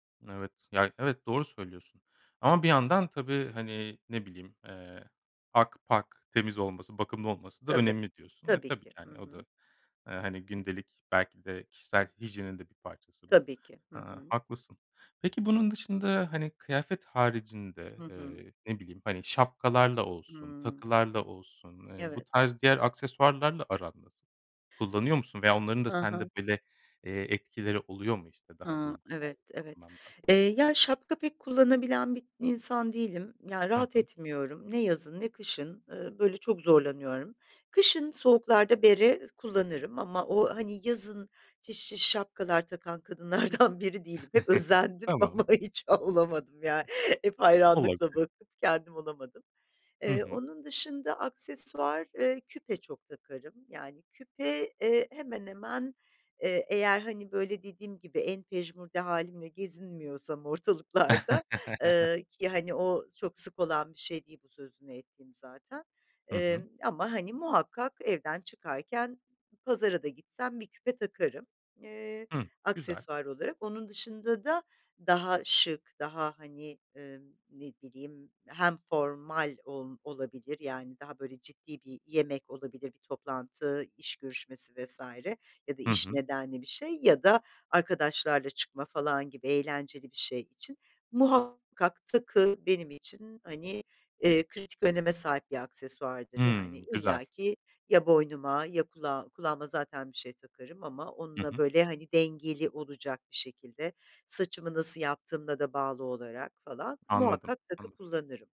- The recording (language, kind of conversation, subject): Turkish, podcast, Tek bir kıyafetle moralin anında düzelir mi?
- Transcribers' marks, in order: tapping; other background noise; laughing while speaking: "kadınlardan biri"; chuckle; laughing while speaking: "ama hiç olamadım ya. Hep hayranlıkla bakıp kendim olamadım"; laugh; laughing while speaking: "ortalıklarda"